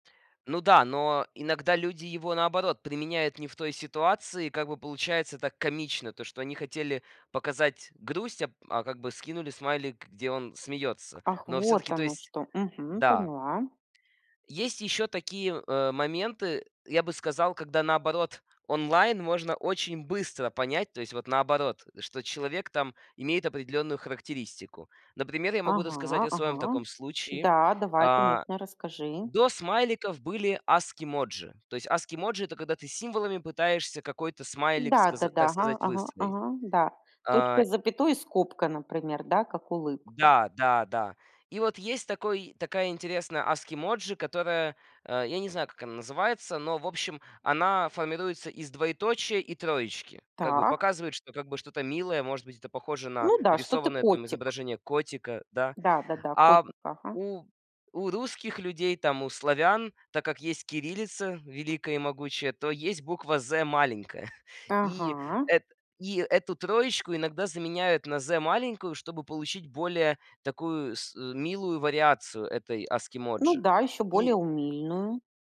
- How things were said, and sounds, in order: tapping; in English: "ASCII emoji"; in another language: "ASCII emoji"; in English: "ASCII emoji"; laughing while speaking: "маленькая"; in English: "ASCII emoji"
- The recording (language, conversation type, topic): Russian, podcast, Что помогает избежать недопониманий онлайн?